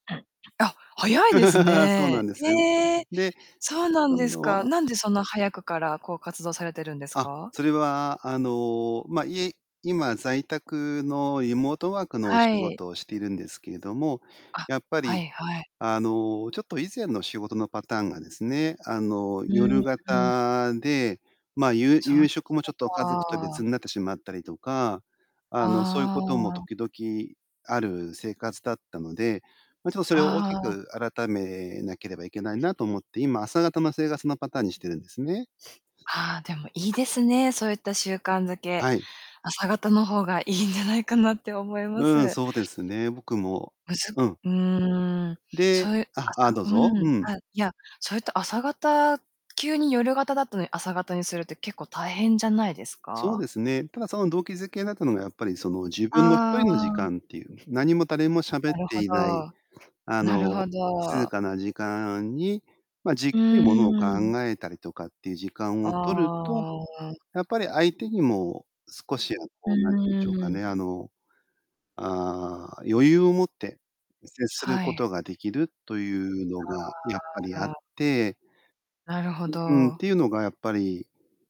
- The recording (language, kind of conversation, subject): Japanese, podcast, 夫婦関係を長続きさせるコツって何？
- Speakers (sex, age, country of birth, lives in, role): female, 20-24, Japan, Japan, host; male, 50-54, Japan, Japan, guest
- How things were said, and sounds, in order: throat clearing; laugh; "リモート" said as "イモート"; distorted speech; tapping